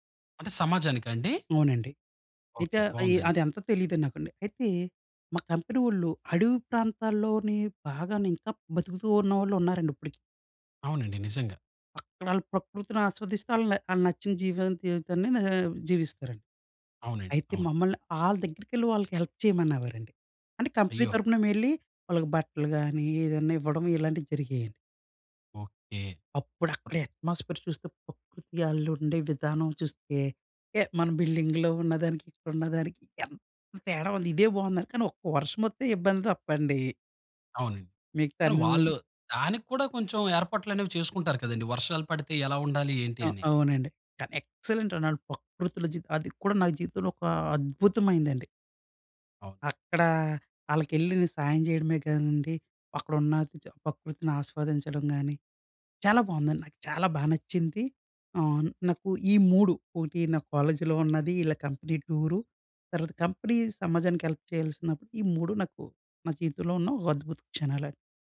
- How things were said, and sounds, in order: in English: "హెల్ప్"; in English: "కంపెనీ"; other background noise; in English: "అట్మాస్ఫియర్"; in English: "బిల్డింగ్‌లో"; in English: "ఎక్సలెంట్"; in English: "కాలేజీలో"; in English: "కంపెనీ"; in English: "కంపెనీ"; in English: "హెల్ప్"
- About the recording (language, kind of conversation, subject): Telugu, podcast, ప్రకృతిలో మీరు అనుభవించిన అద్భుతమైన క్షణం ఏమిటి?